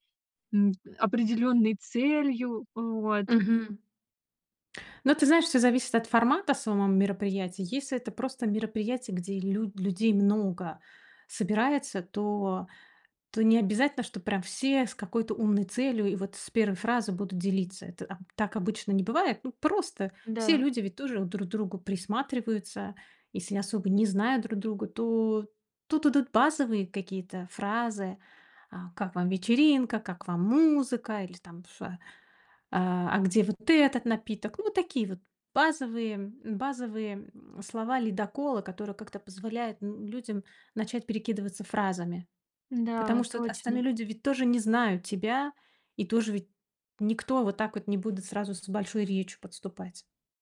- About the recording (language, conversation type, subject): Russian, advice, Почему я чувствую себя одиноко на вечеринках и праздниках?
- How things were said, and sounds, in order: none